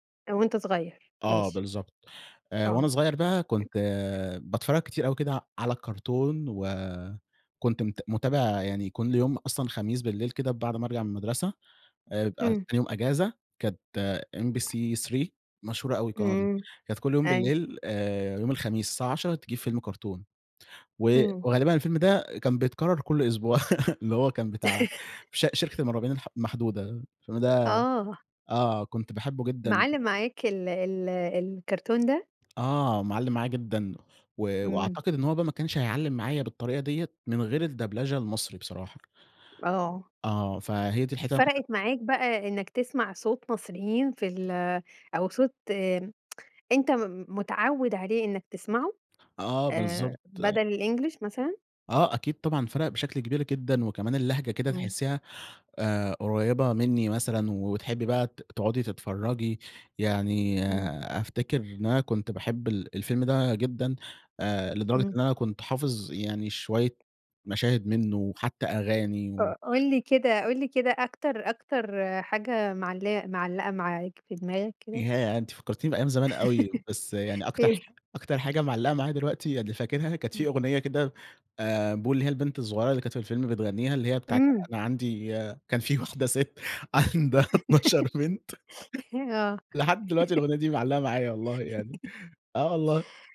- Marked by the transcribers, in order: throat clearing; other background noise; tapping; laugh; in English: "الEnglish"; laugh; laugh; laughing while speaking: "عندها اتناشر بنت"; laugh
- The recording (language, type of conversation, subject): Arabic, podcast, شو رأيك في ترجمة ودبلجة الأفلام؟